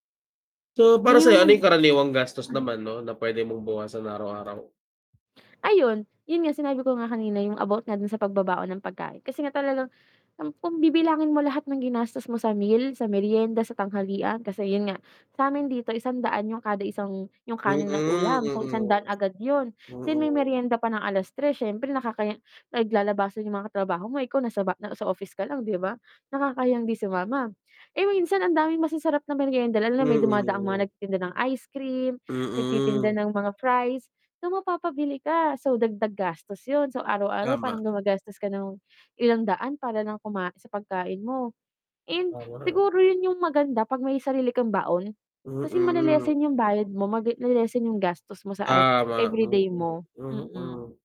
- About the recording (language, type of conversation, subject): Filipino, unstructured, Ano ang mga simpleng paraan para makatipid ng pera araw-araw?
- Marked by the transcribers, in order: unintelligible speech; tapping; static; distorted speech